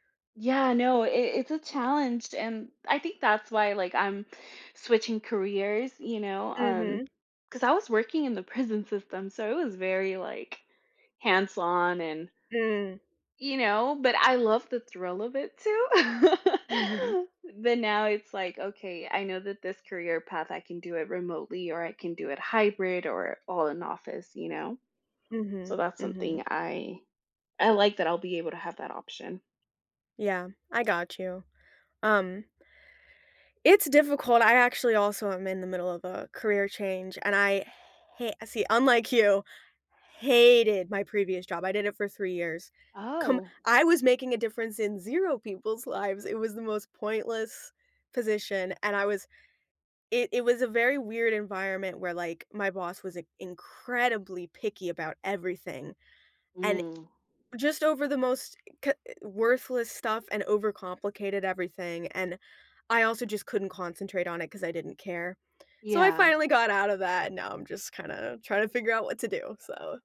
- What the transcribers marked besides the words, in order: other background noise; laugh; stressed: "hated"
- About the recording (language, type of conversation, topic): English, unstructured, Do you prefer working from home or working in an office?
- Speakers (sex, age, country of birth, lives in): female, 30-34, Mexico, United States; female, 30-34, United States, United States